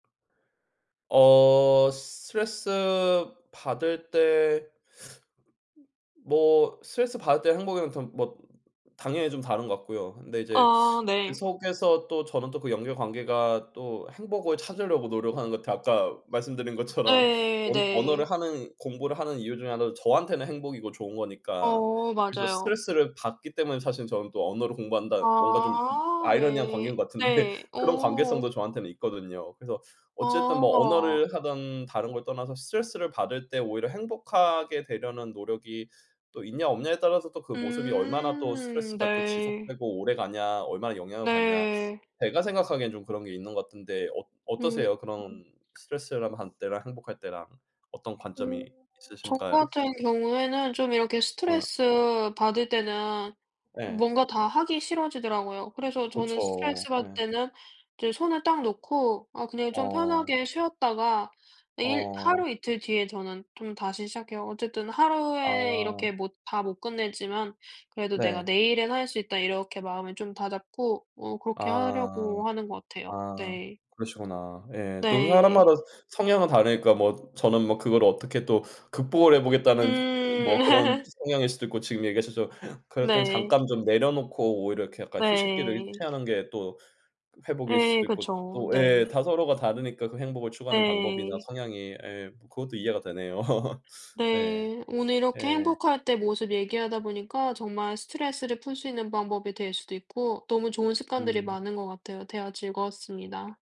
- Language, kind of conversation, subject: Korean, unstructured, 내가 가장 행복할 때는 어떤 모습일까?
- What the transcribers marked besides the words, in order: other background noise; laughing while speaking: "것처럼"; laughing while speaking: "같은데"; unintelligible speech; unintelligible speech; laugh; laugh